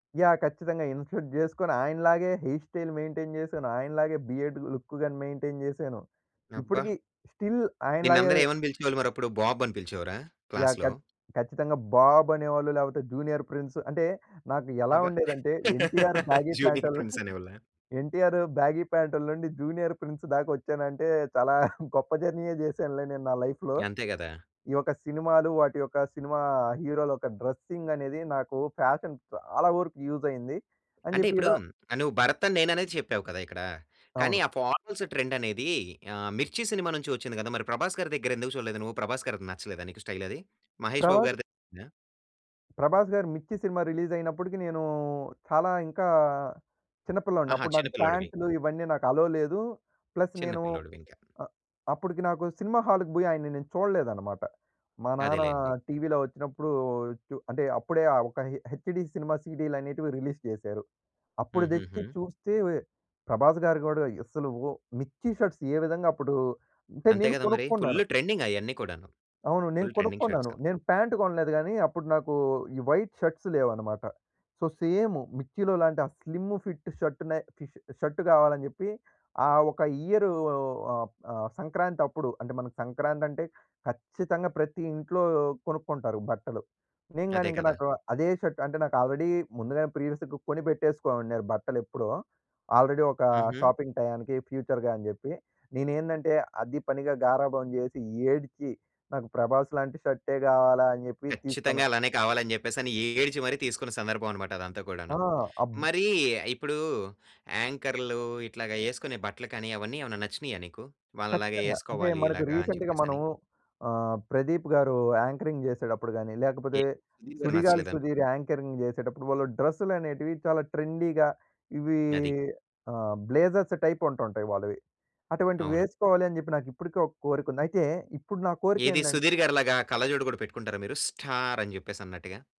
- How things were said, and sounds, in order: in English: "ఇన్‌షర్ట్"; in English: "హెయిర్ స్టైల్ మెయిన్‌టైన్"; in English: "బియర్డ్ లుక్"; in English: "మెయిన్‌టైన్"; in English: "స్టిల్"; in English: "క్లాస్‌లో?"; in English: "జూనియర్ ప్రిన్స్"; laugh; in English: "జూనియర్ ప్రిన్స్"; in English: "బ్యాగీ ప్యాంటల్"; giggle; in English: "జూనియర్ ప్రిన్స్"; giggle; in English: "లైఫ్‌లో"; in English: "డ్రెస్సింగ్"; in English: "ఫ్యాషన్"; in English: "యూస్"; in English: "ఫార్మల్స్ ట్రెండ్"; in English: "స్టైల్"; in English: "రిలీజ్"; in English: "అలో"; in English: "ప్లస్"; in English: "హాల్‌కి"; in English: "హెచ్‌డీ"; in English: "రిలీజ్"; in English: "షర్ట్స్"; in English: "ఫుల్ ట్రెండింగ్"; in English: "ఫుల్ ట్రెండింగ్ షర్ట్స్"; in English: "ప్యాంట్"; in English: "వైట్ షర్ట్స్"; in English: "సో"; in English: "స్లిమ్ ఫిట్"; in English: "షర్ట్"; in English: "షర్ట్"; in English: "ఆల్రెడీ"; in English: "ప్రీవియస్‌గా"; in English: "ఆల్రెడీ"; in English: "షాపింగ్"; in English: "ఫ్యూచర్‌గా"; in English: "రీసెంట్‌గా"; other background noise; in English: "యాంకరింగ్"; in English: "యాంకరింగ్"; in English: "ట్రెండీ‌గా"; in English: "బ్లేజర్స్ టైప్"; in English: "స్టార్"
- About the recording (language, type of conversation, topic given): Telugu, podcast, సినిమాలు, టీవీ కార్యక్రమాలు ప్రజల ఫ్యాషన్‌పై ఎంతవరకు ప్రభావం చూపుతున్నాయి?